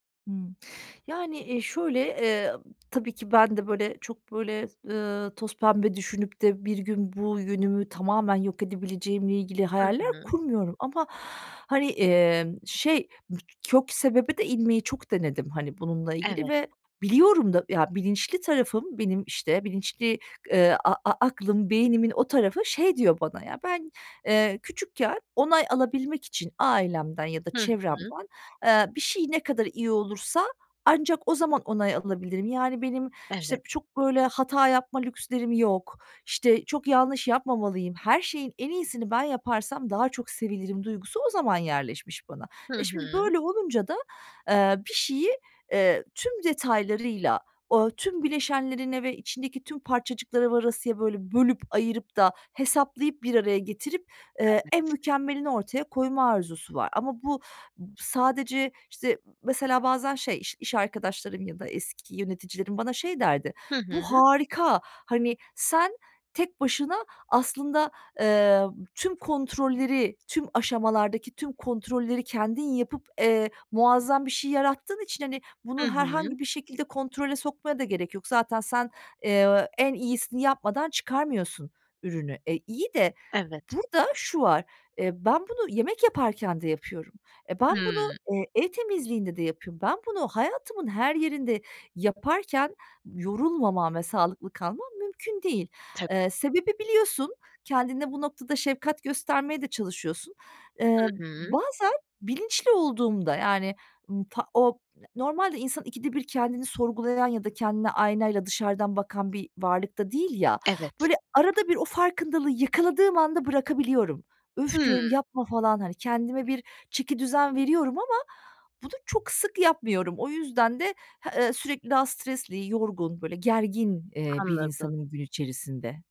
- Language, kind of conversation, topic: Turkish, advice, Mükemmeliyetçilik yüzünden ertelemeyi ve bununla birlikte gelen suçluluk duygusunu nasıl yaşıyorsunuz?
- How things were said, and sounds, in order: unintelligible speech; other background noise